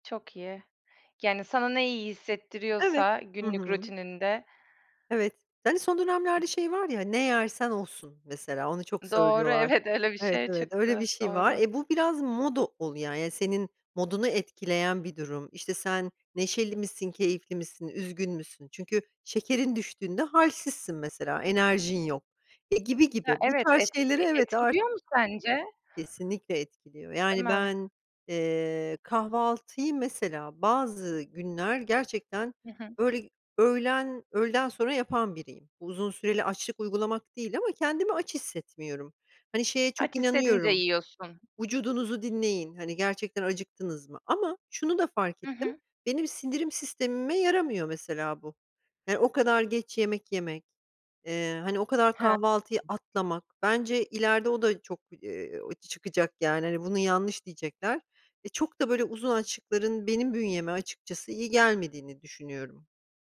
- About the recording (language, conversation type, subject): Turkish, podcast, Sağlıklı beslenmek için hangi basit kurallara uyuyorsun?
- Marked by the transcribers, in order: other background noise; tapping